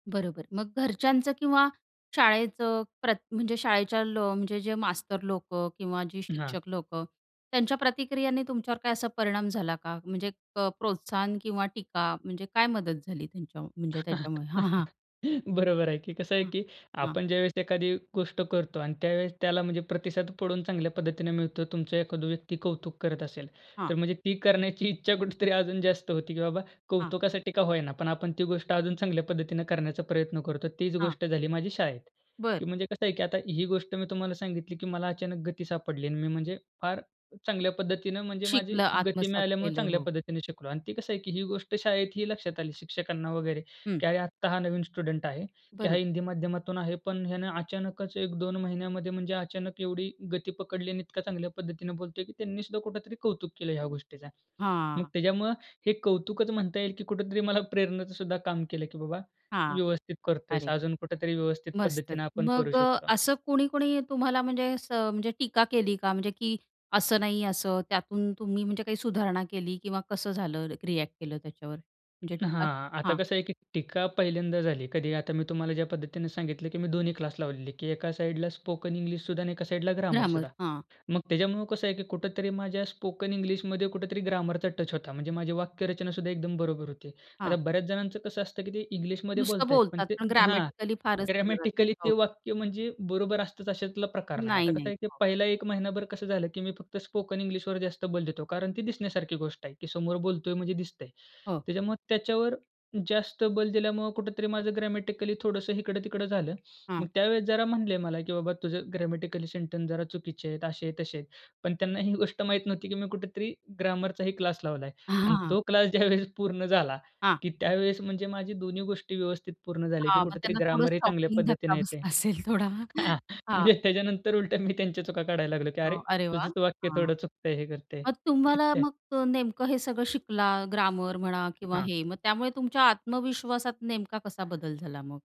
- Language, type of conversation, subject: Marathi, podcast, शिकण्यामुळे तुझा आत्मविश्वास कसा वाढला?
- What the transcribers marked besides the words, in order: laugh; laughing while speaking: "बरोबर आहे की"; tapping; other background noise; "इकडं-तिकडं" said as "हिकडं तिकडं"; laughing while speaking: "बसला असेल थोडा"; unintelligible speech; other noise